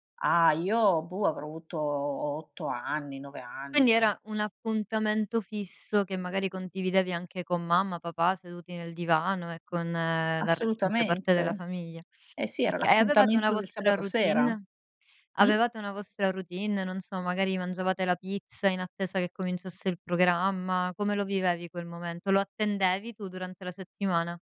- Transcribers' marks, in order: none
- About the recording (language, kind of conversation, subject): Italian, podcast, Qual è un momento televisivo che ricordi ancora oggi?